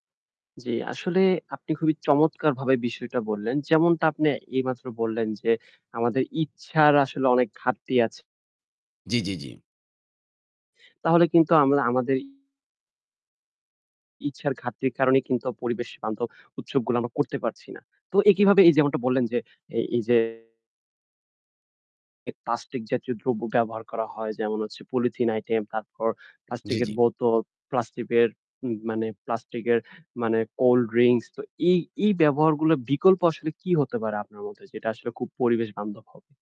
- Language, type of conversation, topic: Bengali, podcast, আপনি উৎসবগুলোকে কীভাবে পরিবেশবান্ধব করার উপায় বোঝাবেন?
- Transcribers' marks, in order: static; distorted speech